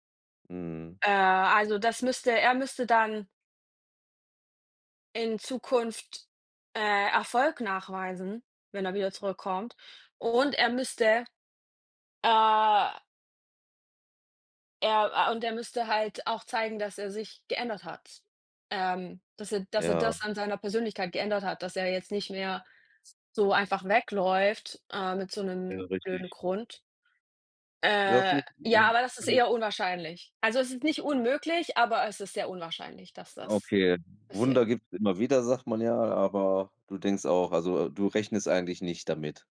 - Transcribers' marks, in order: drawn out: "äh"; unintelligible speech
- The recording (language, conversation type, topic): German, unstructured, Welche Rolle spielt Vertrauen in der Liebe?